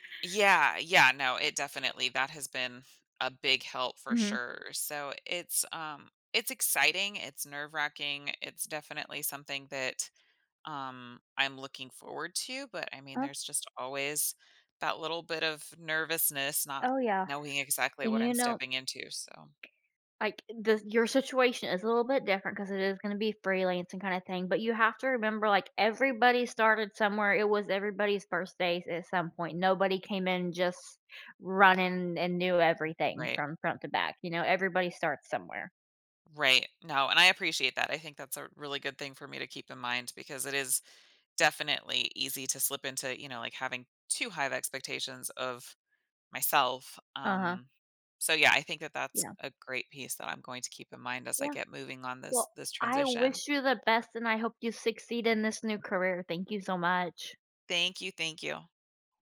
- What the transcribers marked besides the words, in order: tapping
- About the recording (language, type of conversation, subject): English, advice, How should I prepare for a major life change?